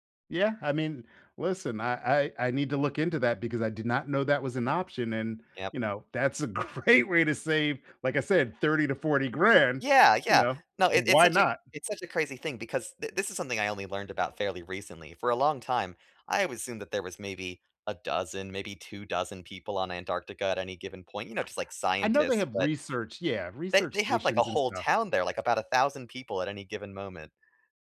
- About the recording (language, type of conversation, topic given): English, unstructured, What makes a souvenir meaningful enough to bring home, and how do you avoid clutter?
- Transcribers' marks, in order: other background noise